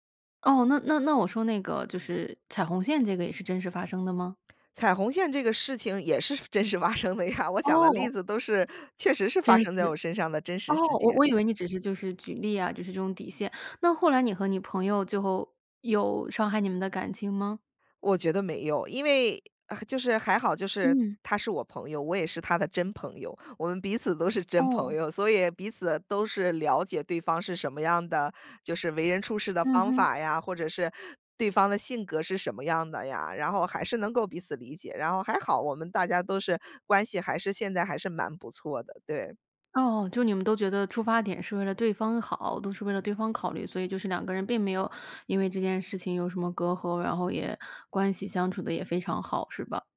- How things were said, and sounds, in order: laughing while speaking: "是真实发生的呀"; tapping
- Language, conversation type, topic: Chinese, podcast, 你为了不伤害别人，会选择隐瞒自己的真实想法吗？